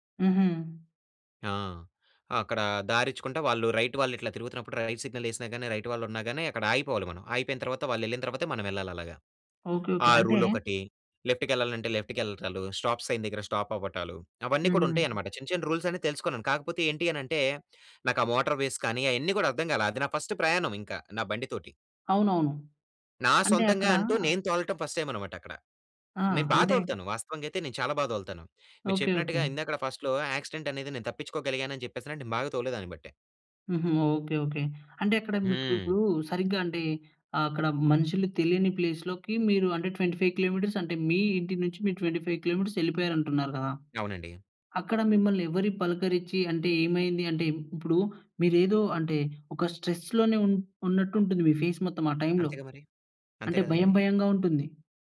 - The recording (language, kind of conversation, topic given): Telugu, podcast, విదేశీ నగరంలో భాష తెలియకుండా తప్పిపోయిన అనుభవం ఏంటి?
- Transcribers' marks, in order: in English: "రైట్"; in English: "రైట్ సిగ్నల్"; in English: "రైట్"; in English: "రూల్"; in English: "లెఫ్ట్‌కి"; in English: "లెఫ్ట్‌కి"; in English: "స్టాప్ సైన్"; in English: "స్టాప్"; in English: "రూల్స్"; in English: "మోటార్‌వేస్"; in English: "ఫస్ట్"; in English: "ఫస్ట్ టైమ్"; in English: "ఫస్ట్‌లో యాక్సిడెంట్"; in English: "ప్లేస్"; in English: "ట్వెంటీ ఫైవ్ కిలోమీట‌ర్స్"; in English: "ట్వెంటీ ఫైవ్ కిలోమీట‌ర్స్"; in English: "స్ట్రెస్"; in English: "ఫేస్"